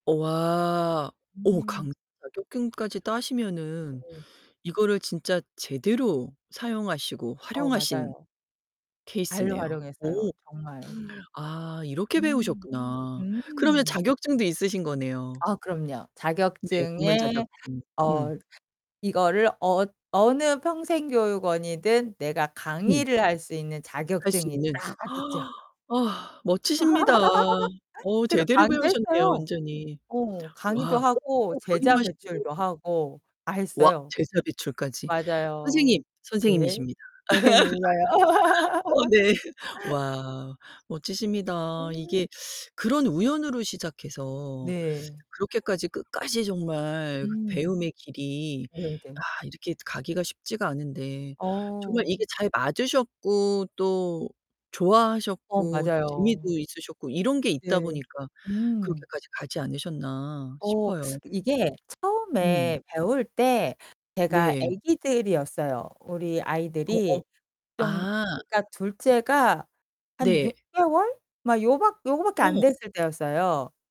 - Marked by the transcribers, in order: distorted speech; gasp; tapping; gasp; laugh; other background noise; unintelligible speech; laugh; laughing while speaking: "네"; laugh; teeth sucking
- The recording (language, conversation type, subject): Korean, podcast, 배운 내용을 적용해 본 특별한 프로젝트가 있나요?